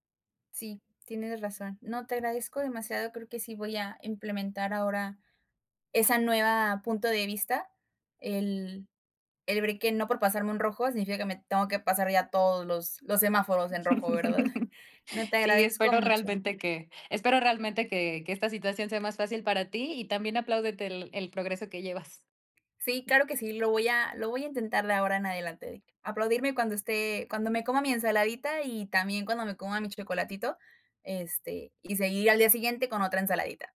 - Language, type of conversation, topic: Spanish, advice, ¿Cómo puedes manejar los antojos nocturnos que arruinan tu plan alimentario?
- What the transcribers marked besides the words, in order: chuckle; giggle